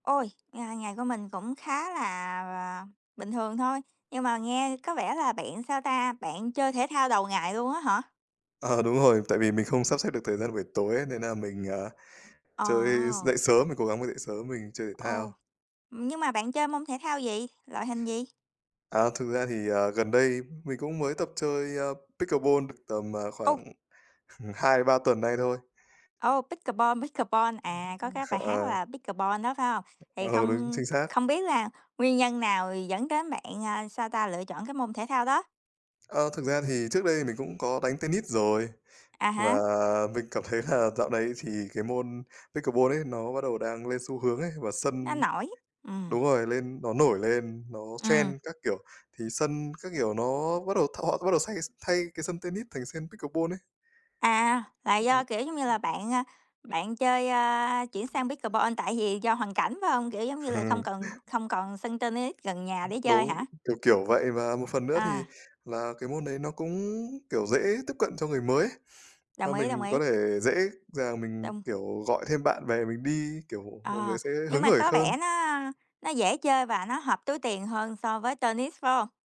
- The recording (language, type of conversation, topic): Vietnamese, unstructured, Bạn có từng thử một môn thể thao mới gần đây không?
- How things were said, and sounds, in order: laughing while speaking: "Ờ"; chuckle; tapping; laughing while speaking: "là"; in English: "trend"; other background noise; chuckle; "khởi" said as "hởi"; "hơn" said as "khơn"